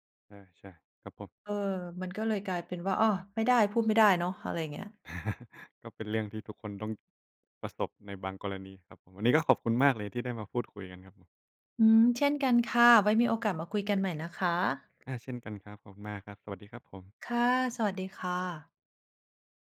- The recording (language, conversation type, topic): Thai, unstructured, คุณคิดว่าการพูดความจริงแม้จะทำร้ายคนอื่นสำคัญไหม?
- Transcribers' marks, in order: chuckle; other background noise